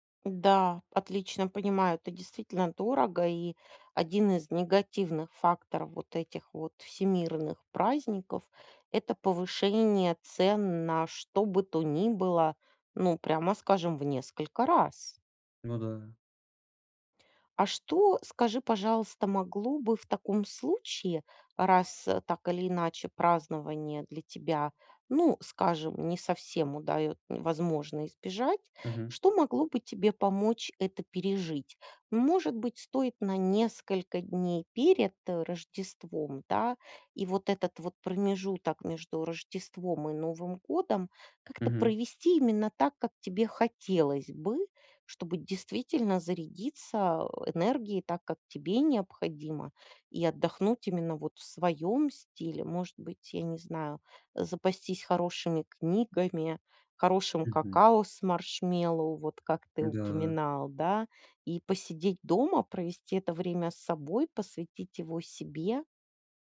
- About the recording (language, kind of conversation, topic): Russian, advice, Как наслаждаться праздниками, если ощущается социальная усталость?
- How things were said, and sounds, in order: none